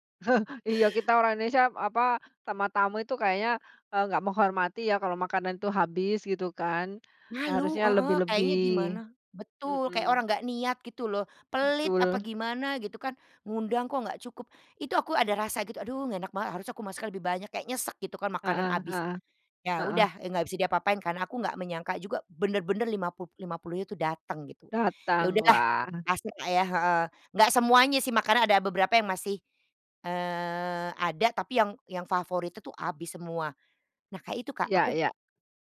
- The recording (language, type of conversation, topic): Indonesian, podcast, Bagaimana cara Anda merayakan warisan budaya dengan bangga?
- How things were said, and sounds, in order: chuckle